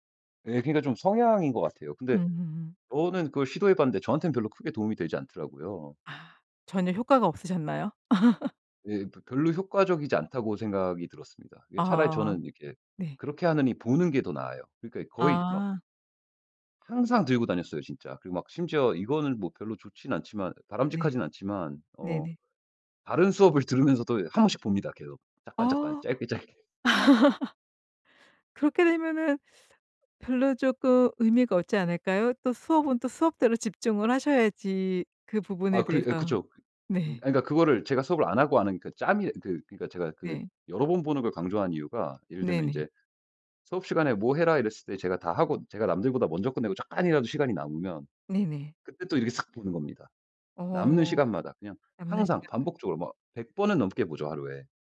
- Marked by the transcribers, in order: other background noise; laugh; laughing while speaking: "짧게, 짧게"; laugh
- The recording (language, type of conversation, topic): Korean, podcast, 효과적으로 복습하는 방법은 무엇인가요?
- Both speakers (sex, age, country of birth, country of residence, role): female, 50-54, South Korea, United States, host; male, 35-39, United States, United States, guest